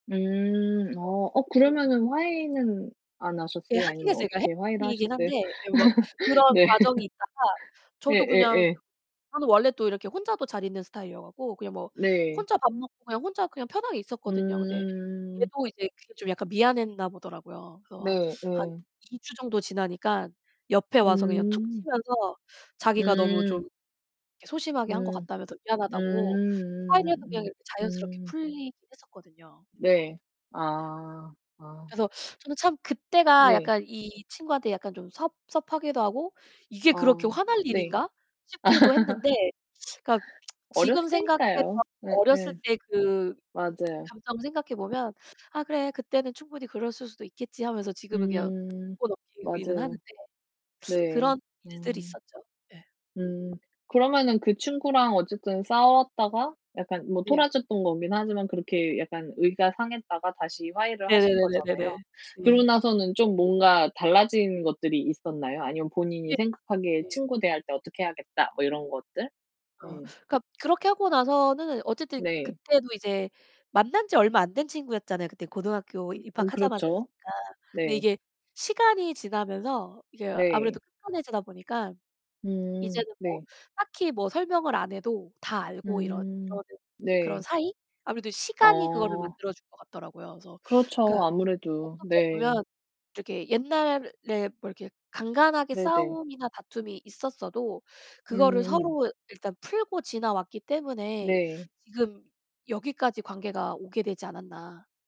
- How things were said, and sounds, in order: unintelligible speech; unintelligible speech; laugh; laughing while speaking: "네"; distorted speech; other background noise; tapping; background speech; laugh; tsk; static; unintelligible speech
- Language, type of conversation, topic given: Korean, unstructured, 친구와 처음 싸웠을 때 기분이 어땠나요?